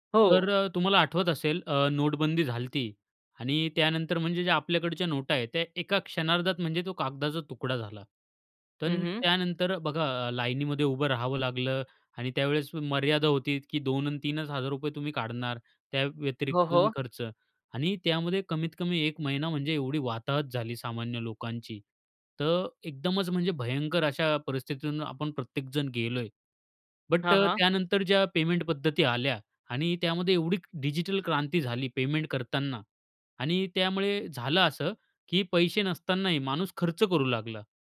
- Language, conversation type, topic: Marathi, podcast, डिजिटल पेमेंटमुळे तुमच्या खर्चाच्या सवयींमध्ये कोणते बदल झाले?
- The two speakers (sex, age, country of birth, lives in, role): male, 25-29, India, India, guest; male, 25-29, India, India, host
- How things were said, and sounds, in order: other background noise